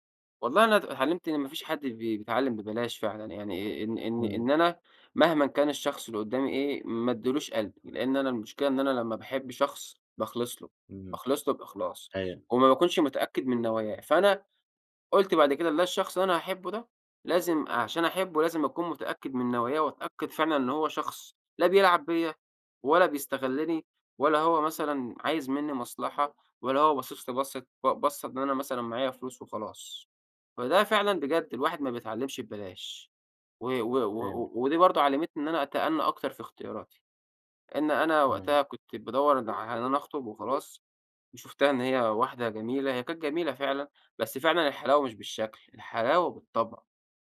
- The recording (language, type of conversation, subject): Arabic, podcast, إزاي تقدر تبتدي صفحة جديدة بعد تجربة اجتماعية وجعتك؟
- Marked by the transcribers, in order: other background noise; tapping